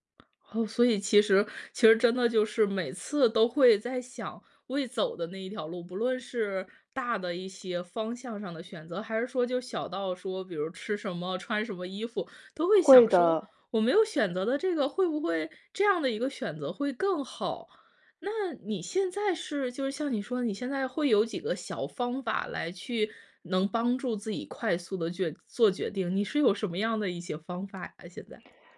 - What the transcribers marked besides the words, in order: other background noise
- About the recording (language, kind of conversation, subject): Chinese, podcast, 你有什么办法能帮自己更快下决心、不再犹豫吗？